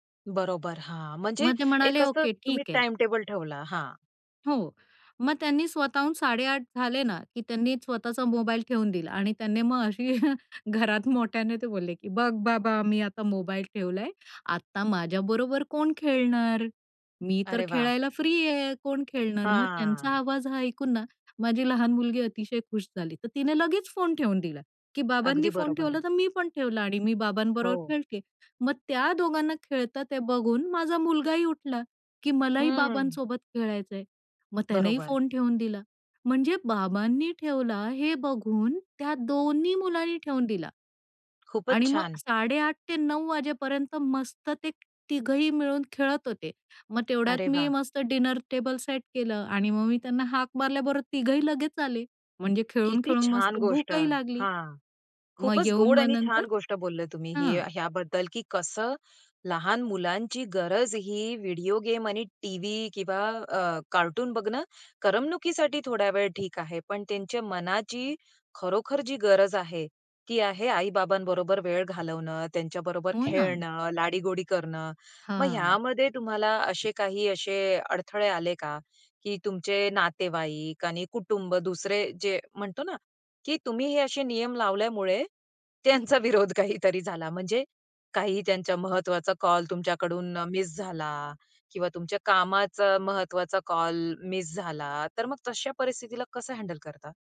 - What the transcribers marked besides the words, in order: laughing while speaking: "अशी"; drawn out: "हां"; tapping; in English: "डिनर"; other background noise; laughing while speaking: "त्यांचा विरोध काहीतरी झाला"; in English: "हँडल"
- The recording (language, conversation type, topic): Marathi, podcast, घरात फोन-मुक्त वेळ तुम्ही कसा ठरवता?